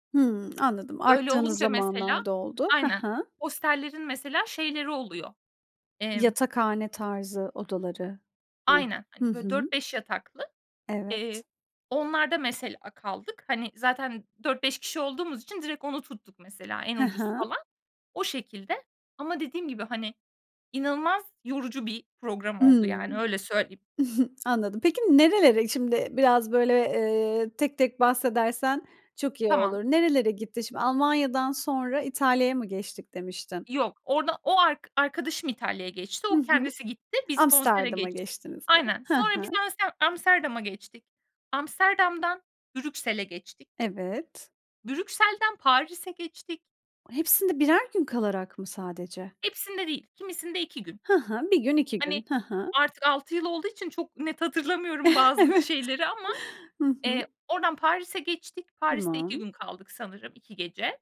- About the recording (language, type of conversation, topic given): Turkish, podcast, Az bir bütçeyle unutulmaz bir gezi yaptın mı, nasıl geçti?
- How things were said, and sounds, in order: other background noise; giggle; chuckle; laughing while speaking: "Evet"